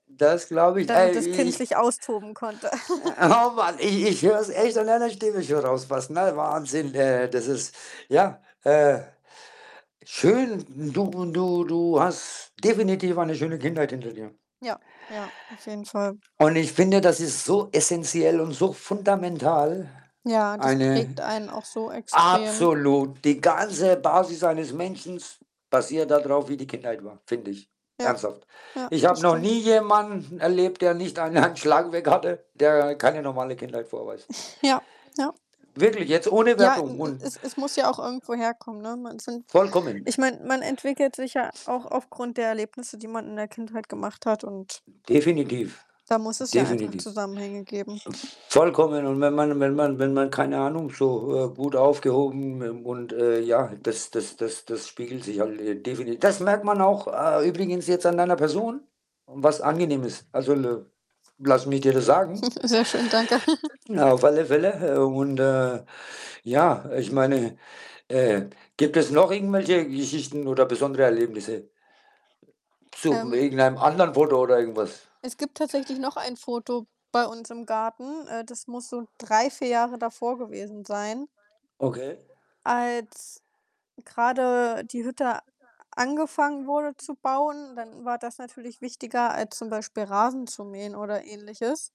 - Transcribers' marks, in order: distorted speech; unintelligible speech; other background noise; chuckle; snort; stressed: "schön"; static; laughing while speaking: "einen"; laughing while speaking: "hatte"; snort; background speech; chuckle
- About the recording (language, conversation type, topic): German, unstructured, Hast du ein Lieblingsfoto aus deiner Kindheit, und warum ist es für dich besonders?
- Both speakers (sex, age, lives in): female, 25-29, Germany; male, 45-49, Germany